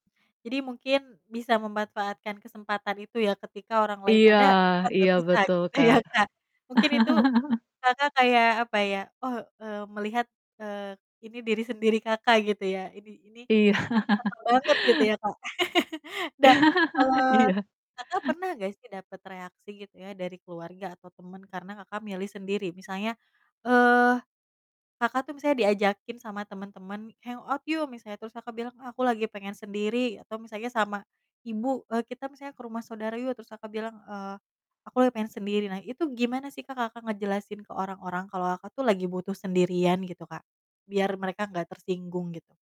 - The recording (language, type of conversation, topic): Indonesian, podcast, Kapan kamu merasa paling nyaman menikmati waktu sendirian, dan seperti apa momen itu?
- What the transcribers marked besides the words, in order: tapping; distorted speech; laughing while speaking: "gitu ya, Kak?"; chuckle; teeth sucking; chuckle; laughing while speaking: "Iya"; laugh; laughing while speaking: "Iya"; in English: "Hang out"